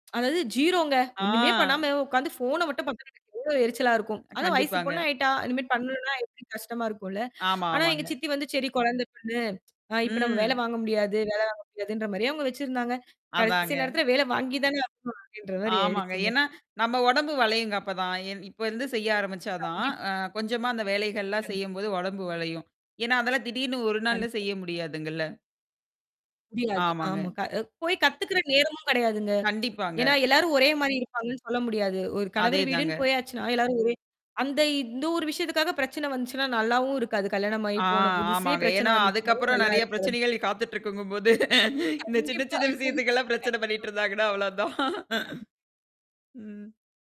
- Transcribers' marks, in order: static; tsk; drawn out: "ஆ"; distorted speech; other noise; "இனிமேல்" said as "இனமேட்டு"; tsk; drawn out: "ம்"; tapping; tsk; other background noise; laughing while speaking: "காத்துட்டு இருக்குங்கும்போது, இந்த சின்ன சின்ன விஷயத்துக்கலாம் பிரச்சனை பண்ணிட்டு இருந்தாங்கன்னா அவ்வளோதான்"; laughing while speaking: "கண்டிப்பா"
- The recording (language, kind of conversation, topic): Tamil, podcast, வீட்டு வேலைகளில் குழந்தைகள் பங்கேற்கும்படி நீங்கள் எப்படிச் செய்வீர்கள்?